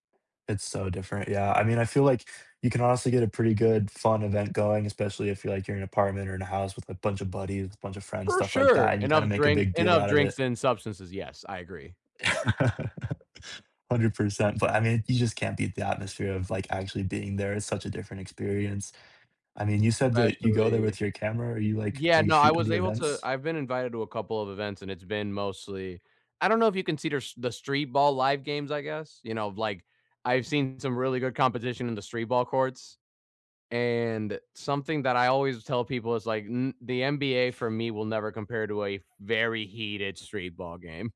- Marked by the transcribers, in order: laugh
- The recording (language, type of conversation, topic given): English, unstructured, How do you decide whether to attend a game in person or watch it at home?